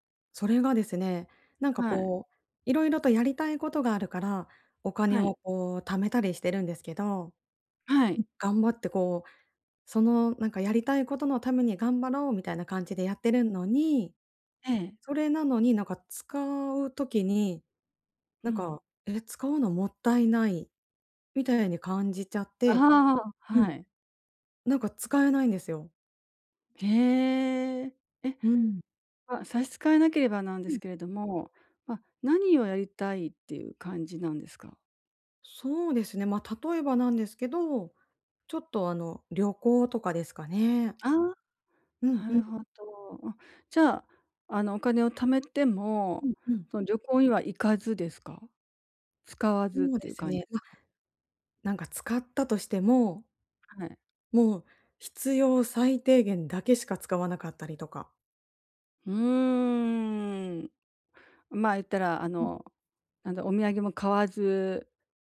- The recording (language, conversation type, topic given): Japanese, advice, 内面と行動のギャップをどうすれば埋められますか？
- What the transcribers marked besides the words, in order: none